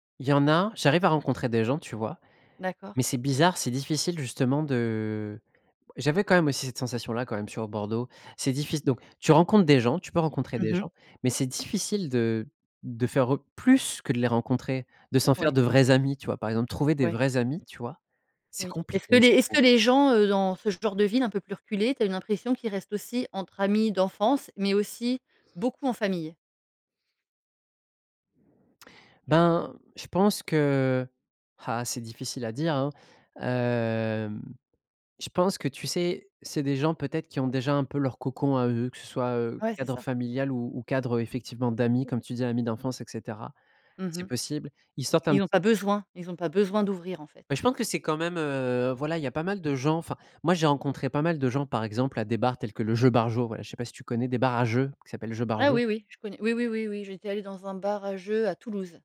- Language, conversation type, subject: French, podcast, Comment fais-tu pour briser l’isolement quand tu te sens seul·e ?
- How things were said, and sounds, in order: stressed: "difficile"; stressed: "vrais"; stressed: "Jeux Barjo"